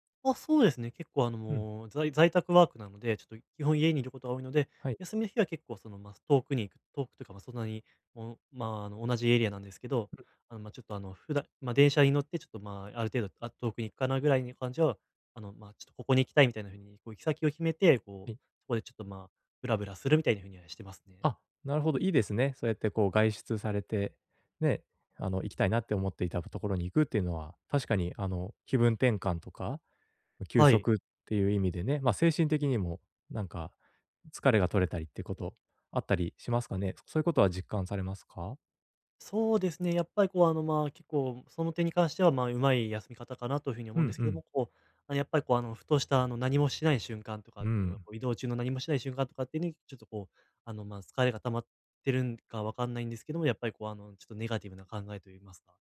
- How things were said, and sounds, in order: tapping
- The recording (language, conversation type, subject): Japanese, advice, 休むことを優先したいのに罪悪感が出てしまうとき、どうすれば罪悪感を減らせますか？